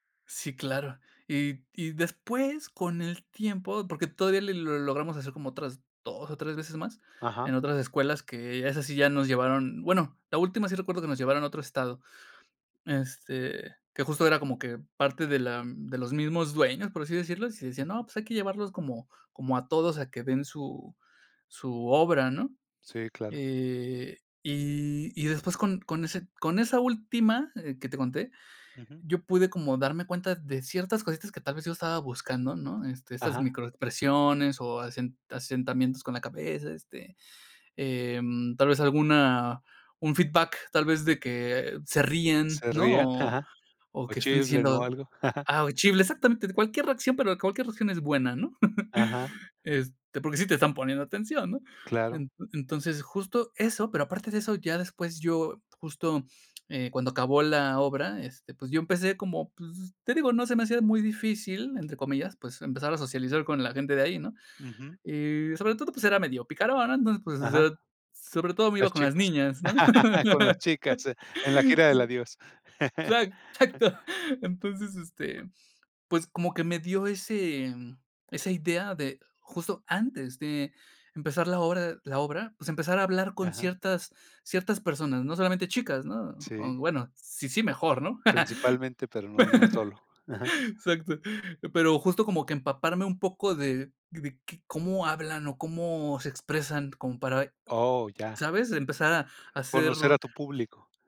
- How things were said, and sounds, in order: other background noise; chuckle; chuckle; laughing while speaking: "con las chicas en la gira del adiós"; "Entonces pues" said as "Toces ces"; tapping; laugh; laughing while speaking: "Sí, exac exacto. Entonces"; chuckle; laughing while speaking: "Exacto"
- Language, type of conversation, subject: Spanish, podcast, ¿Qué señales buscas para saber si tu audiencia está conectando?